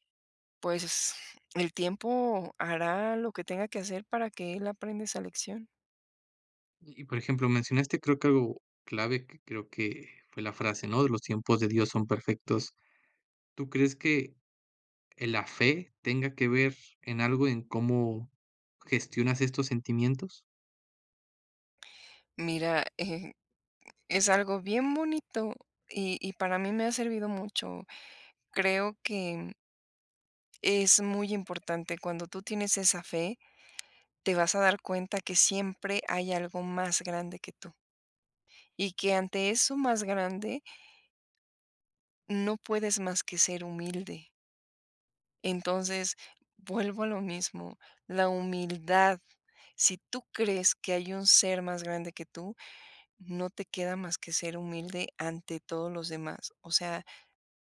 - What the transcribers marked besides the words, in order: none
- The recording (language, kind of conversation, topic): Spanish, podcast, ¿Cómo piden disculpas en tu hogar?